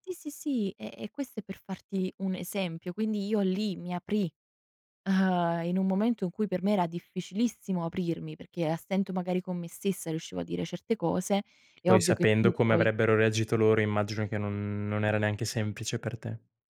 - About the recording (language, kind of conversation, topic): Italian, podcast, Quando ti risulta più difficile parlare apertamente con i tuoi familiari?
- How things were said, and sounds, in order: tapping; drawn out: "non"